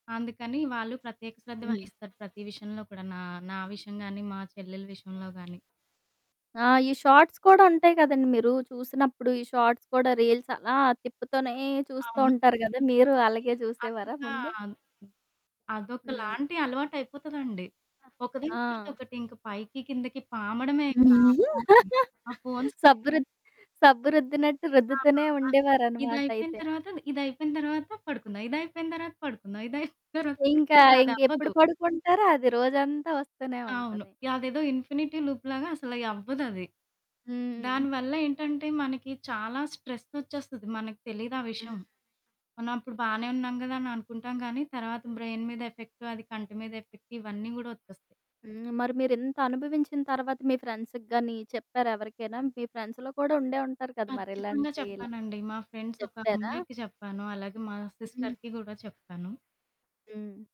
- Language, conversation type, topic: Telugu, podcast, మీ సామాజిక మాధ్యమాల వినియోగ అలవాట్లు మీ మానసిక ఆరోగ్యంపై ఎలా ప్రభావం చూపుతాయని మీరు అనుకుంటారు?
- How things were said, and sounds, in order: tapping; in English: "షార్ట్స్"; in English: "షార్ట్స్"; in English: "రీల్స్"; other background noise; distorted speech; chuckle; in English: "ఫోన్స్"; background speech; giggle; in English: "ఇన్ఫినిటీ లూప్"; in English: "స్ట్రెస్"; in English: "బ్రైన్"; in English: "ఎఫెక్ట్"; in English: "ఎఫెక్ట్"; in English: "ఫ్రెండ్స్‌కి"; in English: "ఫ్రెండ్స్‌లో"; in English: "ఫ్రెండ్స్"; in English: "సిస్టర్‌కి"